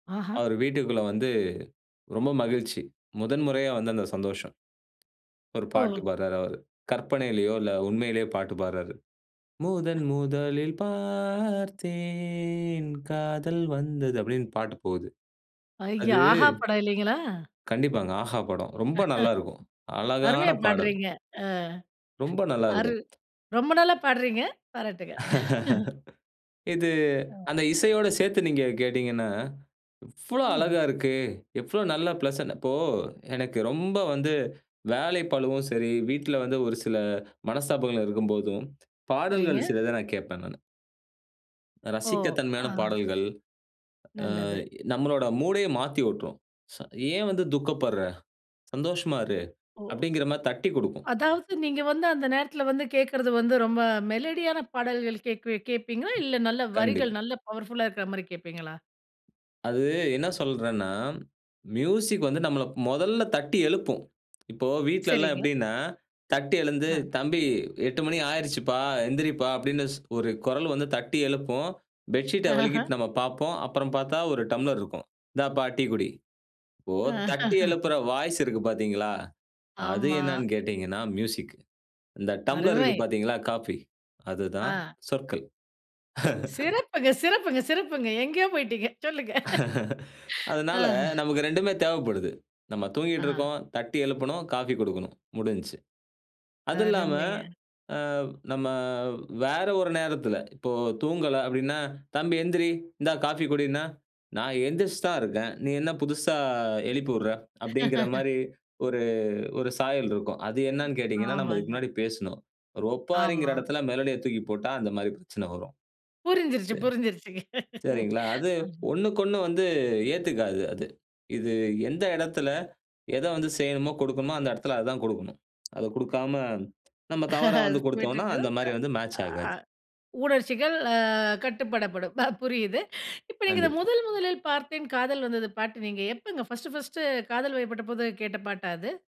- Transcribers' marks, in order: tapping; singing: "முதன் முதலில் பார்த்தேன், காதல் வந்தது"; other background noise; chuckle; other noise; chuckle; in English: "பிளசன்ட்"; in English: "மெலடியான"; in English: "மியூசிக்"; laugh; laugh; in English: "வாய்ஸ்"; in English: "மியூசிக்"; laughing while speaking: "சிறப்புங்க சிறப்புங்க சிறப்புங்க. எங்கேயோ போய்ட்டீங்க. சொல்லுங்க. ஆ"; chuckle; chuckle; laugh; chuckle; tsk; chuckle; grunt; in English: "மேட்ச்"
- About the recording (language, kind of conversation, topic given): Tamil, podcast, பாடலுக்கு சொற்களா அல்லது மெலோடியா அதிக முக்கியம்?